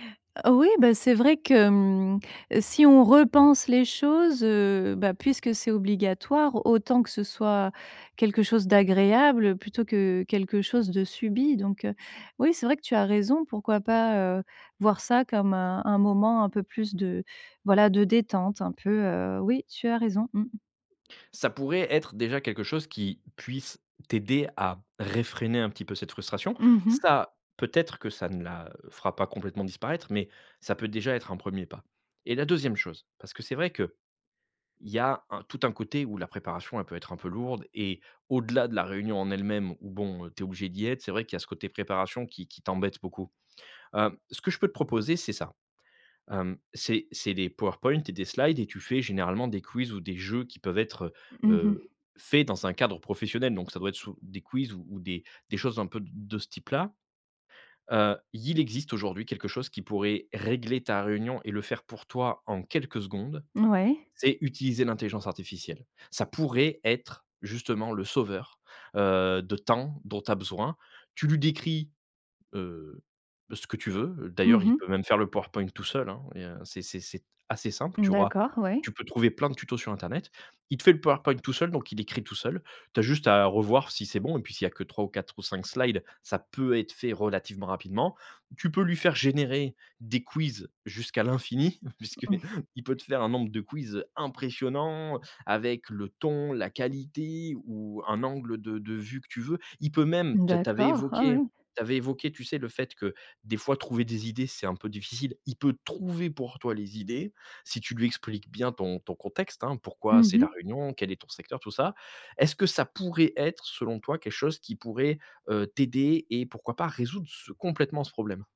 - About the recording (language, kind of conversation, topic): French, advice, Comment puis-je éviter que des réunions longues et inefficaces ne me prennent tout mon temps ?
- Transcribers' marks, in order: in English: "slides"; in English: "slides"; laughing while speaking: "puisqu'il peut"; other noise; chuckle; stressed: "impressionnant"; stressed: "trouver"